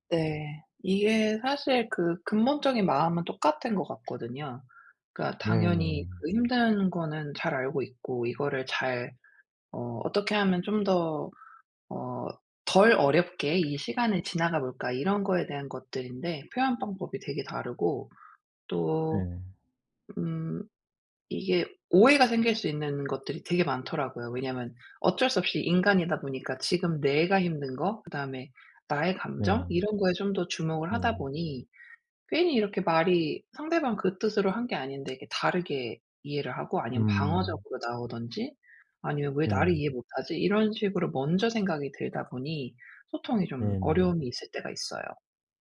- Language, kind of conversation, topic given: Korean, advice, 힘든 파트너와 더 잘 소통하려면 어떻게 해야 하나요?
- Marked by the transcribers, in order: other background noise